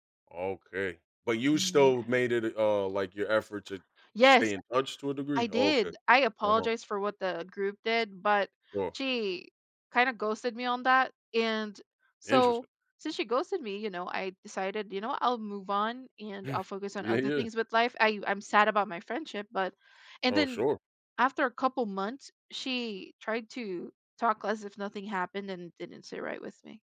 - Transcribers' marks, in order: none
- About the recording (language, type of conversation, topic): English, unstructured, How do I handle a friend's romantic choices that worry me?
- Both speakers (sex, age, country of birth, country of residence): female, 20-24, Philippines, United States; male, 30-34, United States, United States